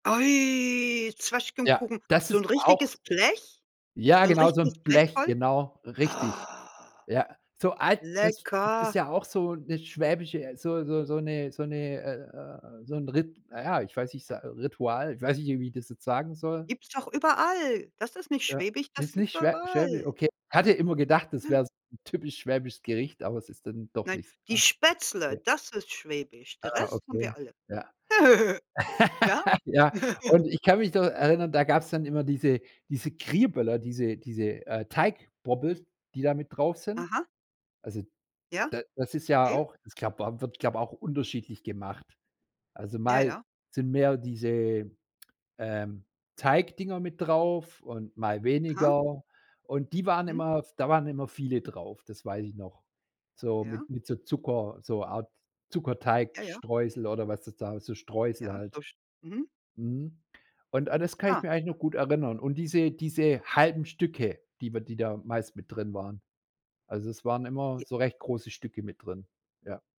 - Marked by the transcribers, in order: drawn out: "Oi"; drawn out: "Oh"; laugh; laugh; other background noise
- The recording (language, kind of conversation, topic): German, podcast, Erzähl mal von deinem liebsten Wohlfühlessen aus der Kindheit?